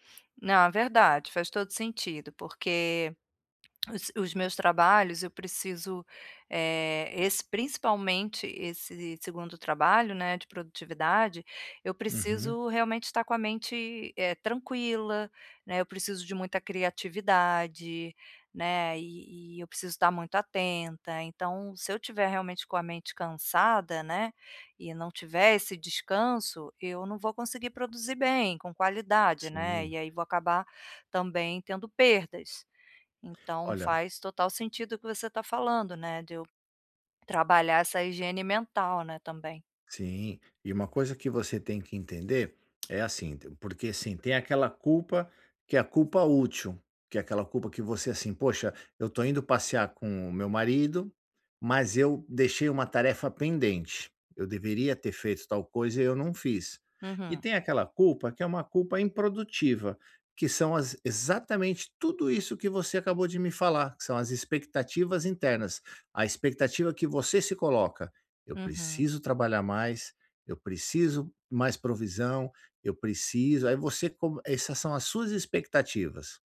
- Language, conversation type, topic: Portuguese, advice, Como lidar com a culpa ou a ansiedade ao dedicar tempo ao lazer?
- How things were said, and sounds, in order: tapping; tongue click